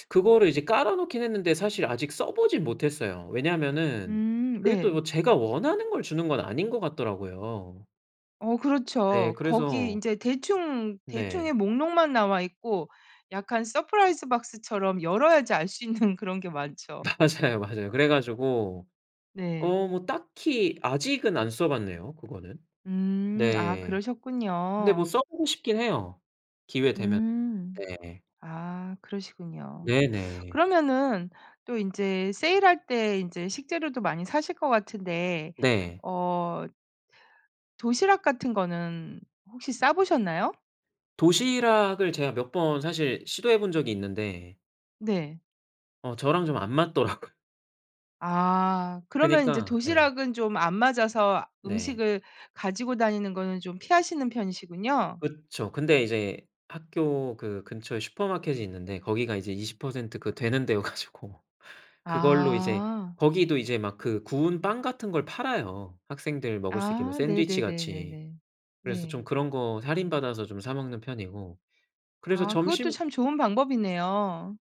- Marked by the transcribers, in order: laughing while speaking: "있는"; laughing while speaking: "맞더라고요"; laughing while speaking: "가지고"
- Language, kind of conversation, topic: Korean, podcast, 생활비를 절약하는 습관에는 어떤 것들이 있나요?